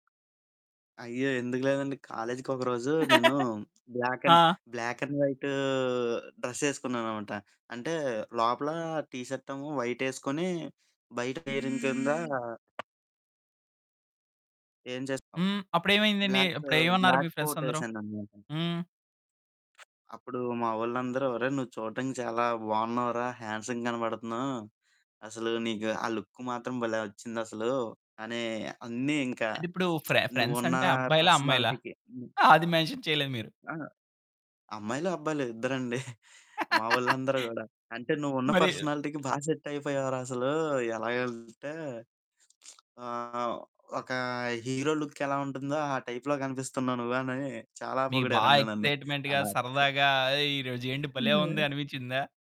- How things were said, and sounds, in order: tapping; chuckle; in English: "బ్లాక్ అండ్ బ్లాక్ అండ్"; in English: "డ్రెస్"; in English: "టీ షర్ట్"; in English: "వైట్"; other background noise; in English: "పెయిరింగ్"; in English: "బ్లాక్ బ్లాక్"; in English: "ఫ్రెండ్స్"; in English: "హ్యాండ్సమ్‌గా"; in English: "లుక్"; lip smack; in English: "ఫ్రె ఫ్రెండ్స్"; in English: "పర్సనాలిటీ‌కి"; giggle; in English: "మెన్షన్"; chuckle; laugh; in English: "పర్సనాలిటీకి"; in English: "సెట్"; distorted speech; static; in English: "హీరో లుక్"; in English: "టైప్‌లో"; in English: "ఎక్సైట్మెంట్‌గా"; giggle
- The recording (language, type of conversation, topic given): Telugu, podcast, మీకు మీకంటూ ఒక ప్రత్యేక శైలి (సిగ్నేచర్ లుక్) ఏర్పరుచుకోవాలనుకుంటే, మీరు ఎలా మొదలు పెడతారు?